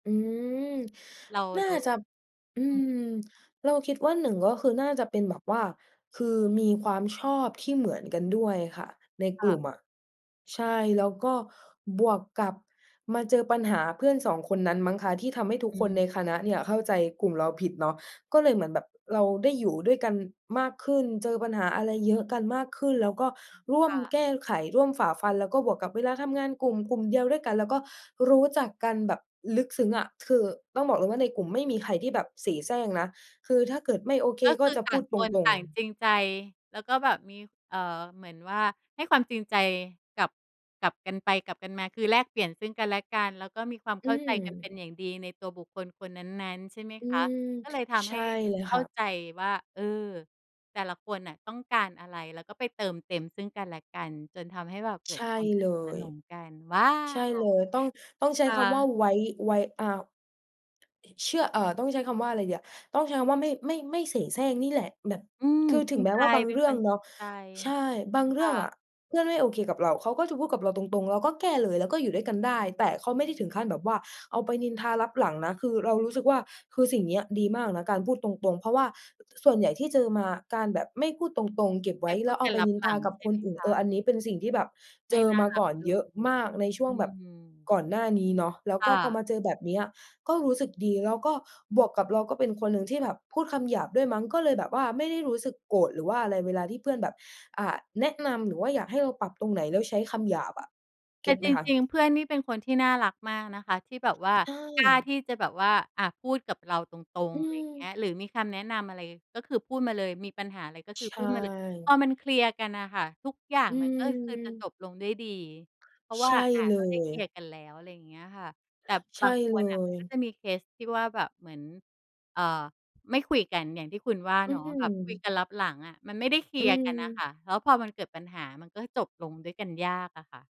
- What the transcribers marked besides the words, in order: tapping; other background noise
- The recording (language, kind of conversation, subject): Thai, podcast, อะไรทำให้การนั่งคุยกับเพื่อนแบบไม่รีบมีค่าในชีวิตคุณ?